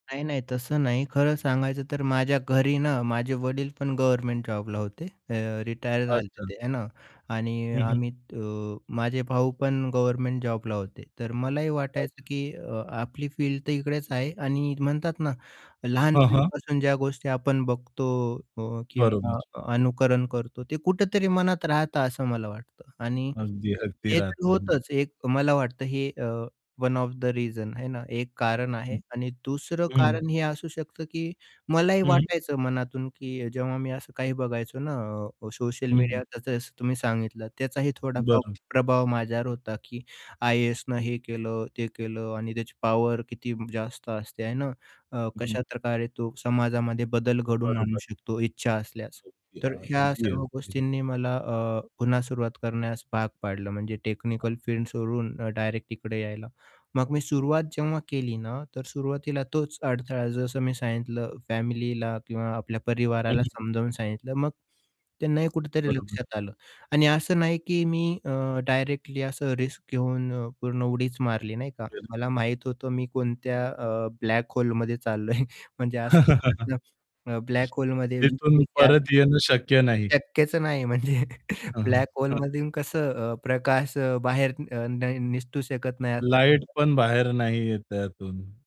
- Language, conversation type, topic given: Marathi, podcast, पुन्हा सुरुवात करण्याची वेळ तुमच्यासाठी कधी आली?
- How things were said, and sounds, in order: static; distorted speech; in English: "वन ऑफ द रीझन्स"; other background noise; in English: "रिस्क"; unintelligible speech; in English: "ब्लॅक होलेमध्ये"; laughing while speaking: "चाललोय"; laugh; unintelligible speech; in English: "ब्लॅक होलेमध्ये"; unintelligible speech; tapping; laughing while speaking: "म्हणजे"; in English: "ब्लॅक होलेमधून"; unintelligible speech